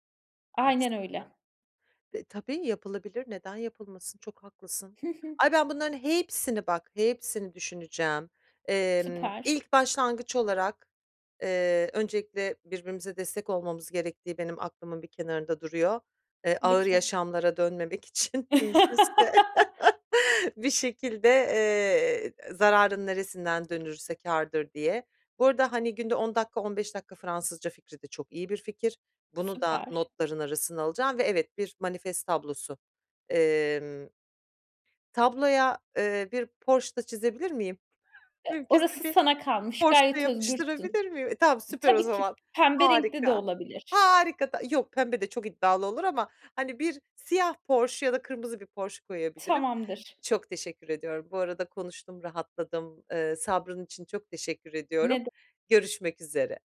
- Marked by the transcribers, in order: other background noise; laugh; laughing while speaking: "için mümkünse"; laugh; laughing while speaking: "mümkünse bir"; laughing while speaking: "miyim?"
- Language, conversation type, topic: Turkish, advice, Telefon ve sosyal medya dikkatinizi sürekli dağıtıyor mu?
- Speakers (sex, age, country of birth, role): female, 30-34, Turkey, advisor; female, 45-49, Germany, user